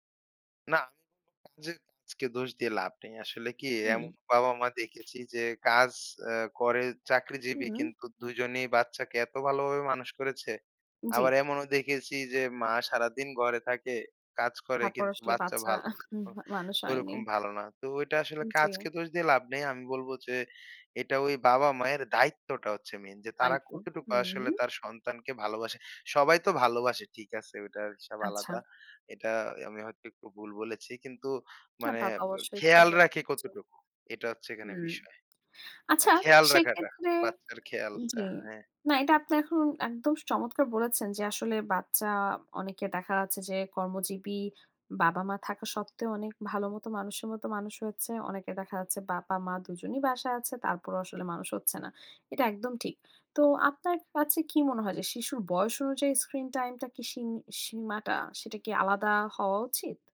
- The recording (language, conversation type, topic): Bengali, podcast, শিশুদের স্ক্রিন সময় নিয়ন্ত্রণ করতে বাড়িতে কী কী ব্যবস্থা নেওয়া উচিত?
- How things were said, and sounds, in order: unintelligible speech; other background noise